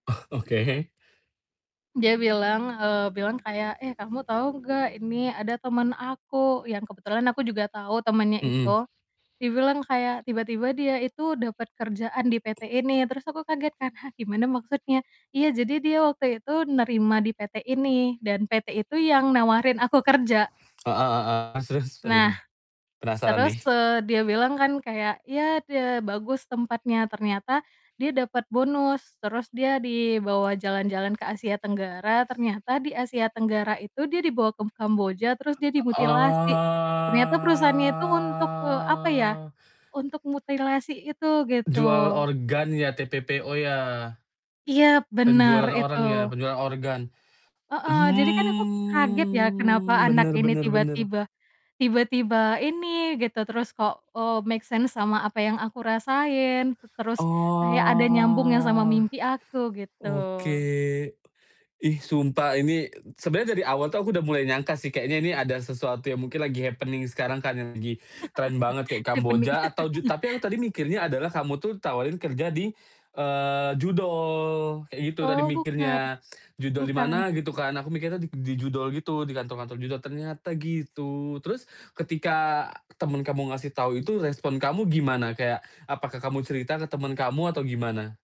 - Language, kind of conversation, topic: Indonesian, podcast, Bagaimana cara Anda menenangkan diri agar intuisi terasa lebih jelas?
- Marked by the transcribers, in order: laughing while speaking: "Oh, oke"; other street noise; tapping; other background noise; distorted speech; laughing while speaking: "bener"; drawn out: "oh"; drawn out: "hmm"; in English: "make sense"; drawn out: "Oh"; in English: "happening"; laugh; laughing while speaking: "jepeni"; laugh